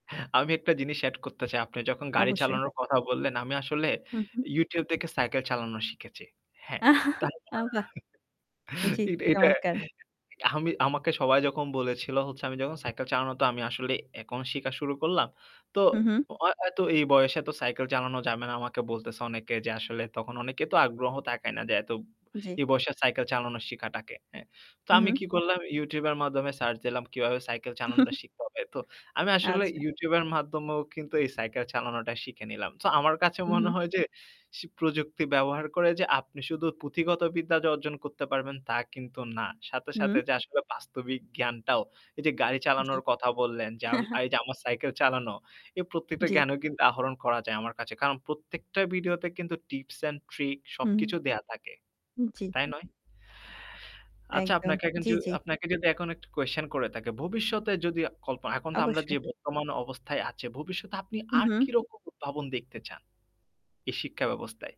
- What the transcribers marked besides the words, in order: static; chuckle; laughing while speaking: "এ এটা"; chuckle; "যে" said as "যা"; chuckle; "যে" said as "যা"; mechanical hum
- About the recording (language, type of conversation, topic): Bengali, unstructured, শিক্ষায় প্রযুক্তি ব্যবহারের সবচেয়ে মজার দিকটি আপনি কী মনে করেন?